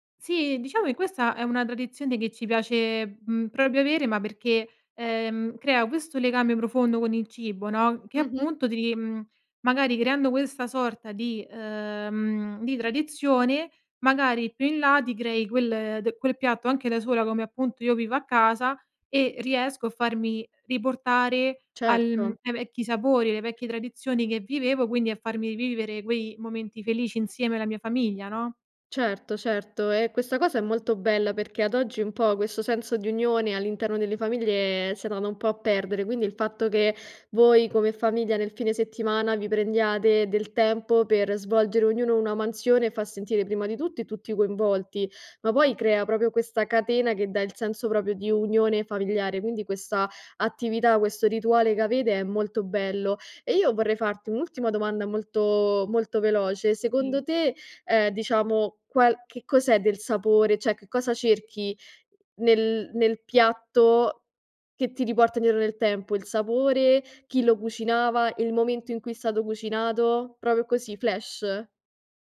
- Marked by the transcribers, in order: "proprio" said as "propio"; tapping; other background noise; "proprio" said as "propio"; "Sì" said as "tì"; "cioè" said as "ceh"; "Proprio" said as "propio"; in English: "flash"
- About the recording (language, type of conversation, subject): Italian, podcast, Quali sapori ti riportano subito alle cene di famiglia?